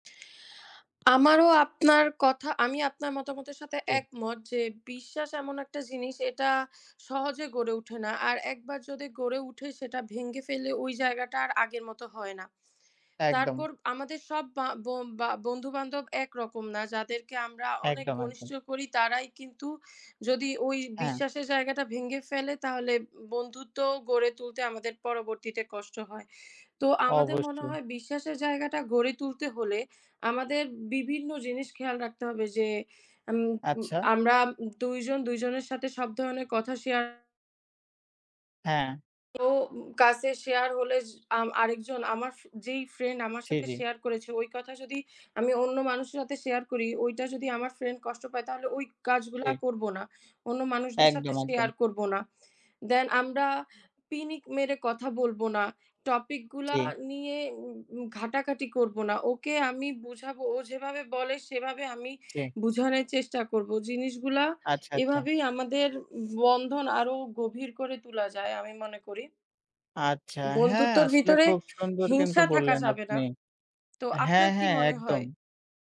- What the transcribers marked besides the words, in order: tapping; background speech; other background noise; tongue click
- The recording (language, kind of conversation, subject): Bengali, unstructured, বন্ধুত্বে একবার বিশ্বাস ভেঙে গেলে কি তা আবার ফিরে পাওয়া সম্ভব?
- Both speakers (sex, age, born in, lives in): female, 20-24, Bangladesh, Italy; male, 20-24, Bangladesh, Bangladesh